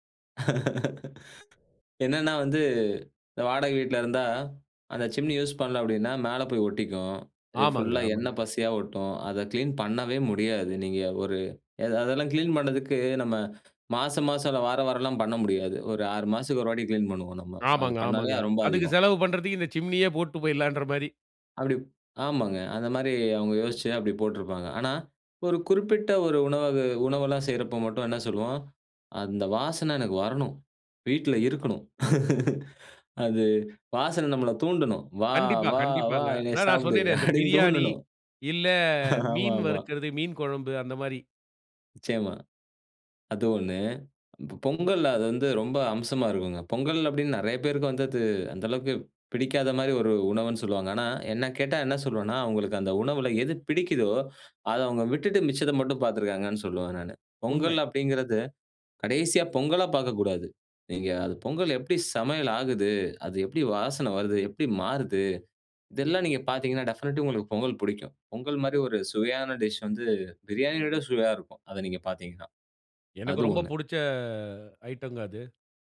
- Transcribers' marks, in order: laugh; other background noise; tapping; laugh; laughing while speaking: "அப்டீன்னு"; laughing while speaking: "ஆமாமா"; in English: "டெஃபினைட்லி"
- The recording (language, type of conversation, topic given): Tamil, podcast, உணவின் வாசனை உங்கள் உணர்வுகளை எப்படித் தூண்டுகிறது?